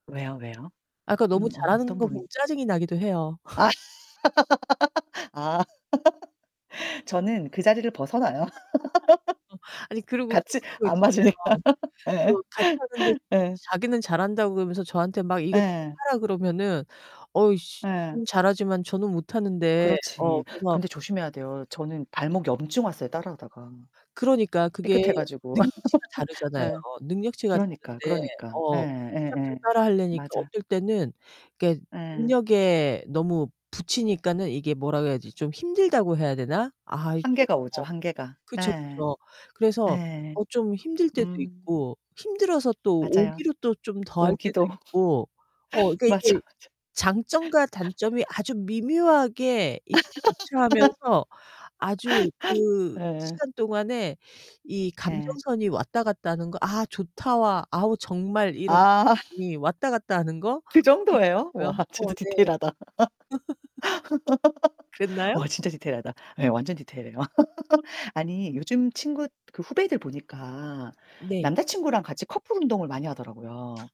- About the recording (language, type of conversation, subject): Korean, unstructured, 운동 친구가 있으면 어떤 점이 가장 좋나요?
- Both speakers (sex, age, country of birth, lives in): female, 40-44, South Korea, South Korea; female, 50-54, South Korea, United States
- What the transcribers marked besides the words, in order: tapping; distorted speech; laugh; laugh; laughing while speaking: "같이 안 맞으니까"; laugh; other background noise; laugh; laugh; laughing while speaking: "맞아, 맞아"; laugh; laughing while speaking: "아"; laughing while speaking: "와 진짜 디테일하다"; laugh; laughing while speaking: "그랬나요?"; laugh; laugh